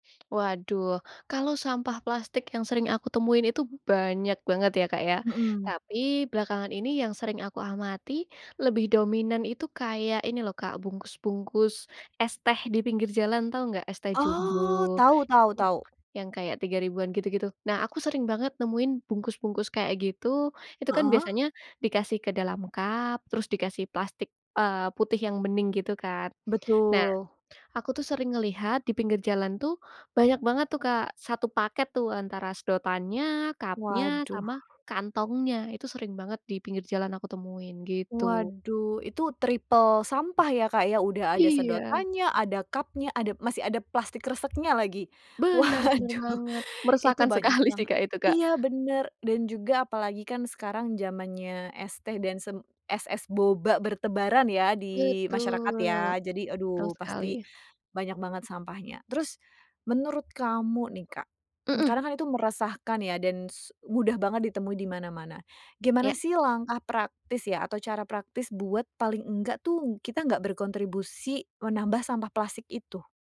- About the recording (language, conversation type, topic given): Indonesian, podcast, Bagaimana cara paling mudah mengurangi sampah plastik sehari-hari?
- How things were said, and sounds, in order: other background noise; in English: "cup-nya"; in English: "triple"; in English: "ada"; laughing while speaking: "Waduh"; laughing while speaking: "sekali"